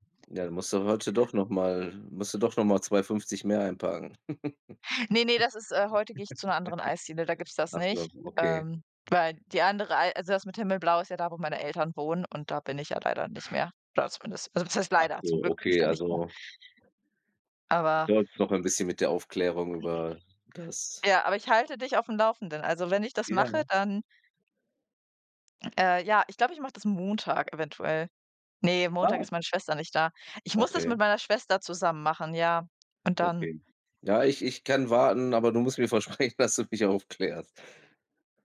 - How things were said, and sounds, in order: laugh; other background noise; laughing while speaking: "versprechen"
- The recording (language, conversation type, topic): German, unstructured, Was nervt dich an deinem Hobby am meisten?